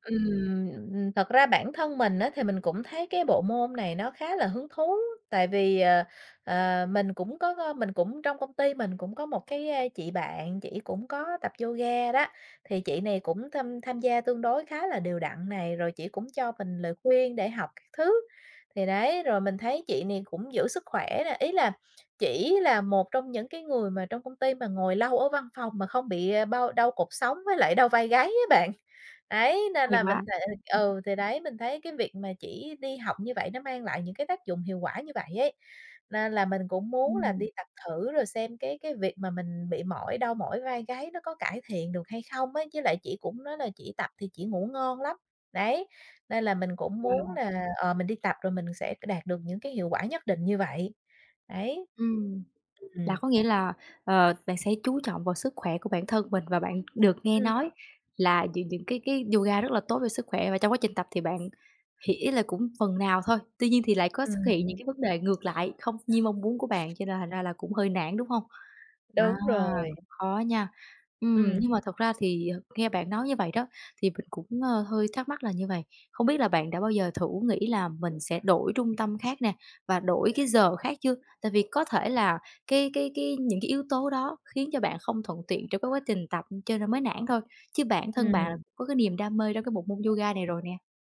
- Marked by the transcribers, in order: other background noise; tapping; unintelligible speech
- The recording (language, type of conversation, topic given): Vietnamese, advice, Làm thế nào để duy trì thói quen tập thể dục đều đặn?